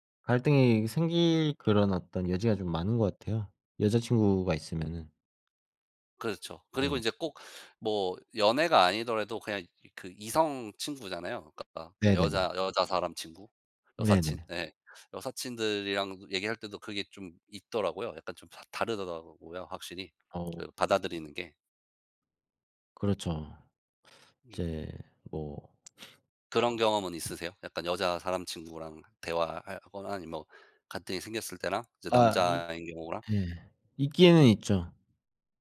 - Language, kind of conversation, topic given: Korean, unstructured, 친구와 갈등이 생겼을 때 어떻게 해결하나요?
- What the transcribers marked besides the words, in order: other background noise; tapping; sniff